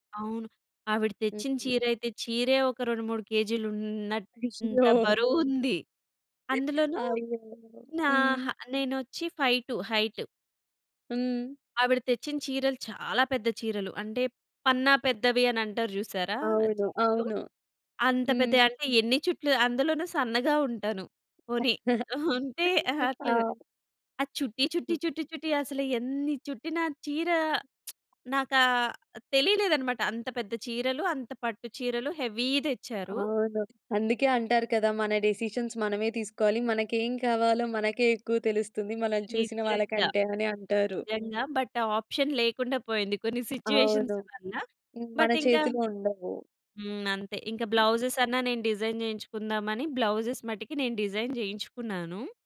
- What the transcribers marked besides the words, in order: laughing while speaking: "అయ్యో!"; in English: "ఫై టూ హైట్"; chuckle; giggle; tapping; lip smack; in English: "హెవీ"; in English: "డెసిషన్స్"; in English: "బట్"; in English: "ఆప్షన్"; in English: "సిట్యుయేషన్స్"; other noise; in English: "బట్"; in English: "బ్లౌజెస్"; in English: "డిజైన్"; other background noise; in English: "బ్లౌజెస్"; in English: "డిజైన్"
- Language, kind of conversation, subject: Telugu, podcast, వివాహ వేడుకల కోసం మీరు ఎలా సిద్ధమవుతారు?